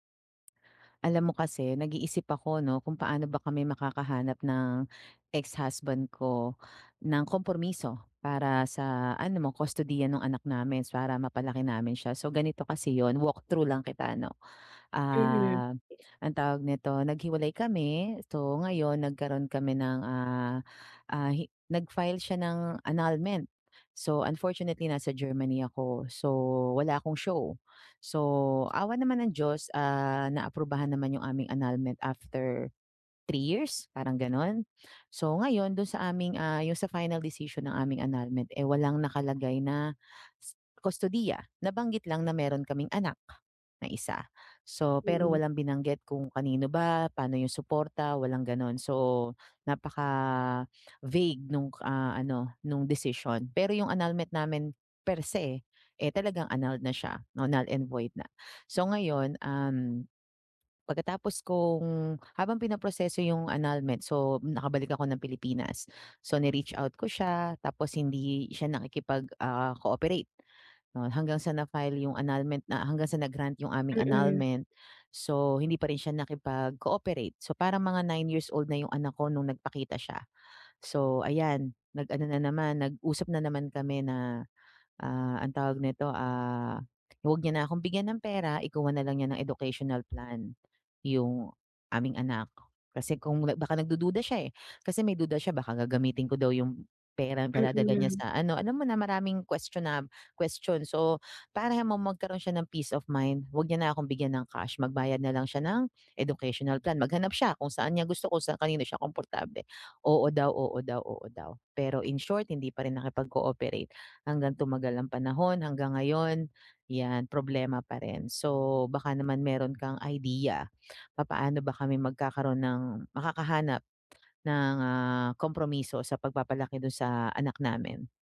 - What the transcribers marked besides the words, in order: other background noise; in English: "null"; in English: "void"
- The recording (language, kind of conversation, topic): Filipino, advice, Paano kami makakahanap ng kompromiso sa pagpapalaki ng anak?